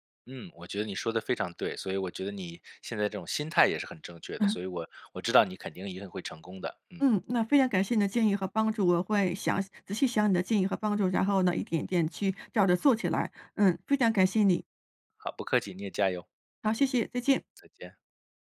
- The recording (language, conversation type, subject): Chinese, advice, 我每天久坐、运动量不够，应该怎么开始改变？
- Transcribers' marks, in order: chuckle